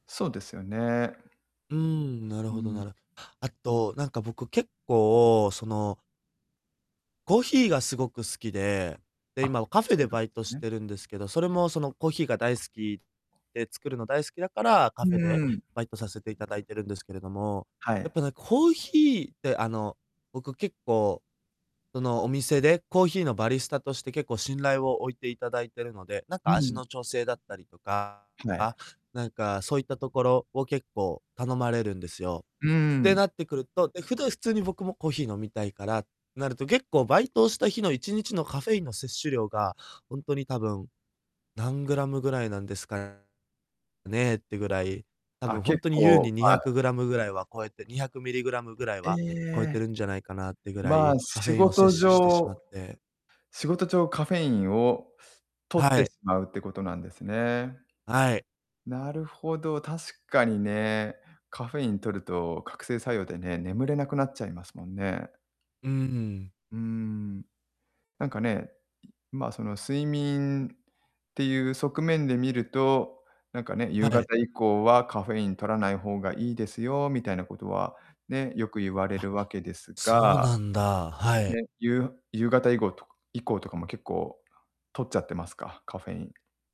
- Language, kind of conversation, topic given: Japanese, advice, 睡眠リズムが不規則でいつも疲れているのですが、どうすれば改善できますか？
- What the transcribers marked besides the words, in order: distorted speech; tapping; other background noise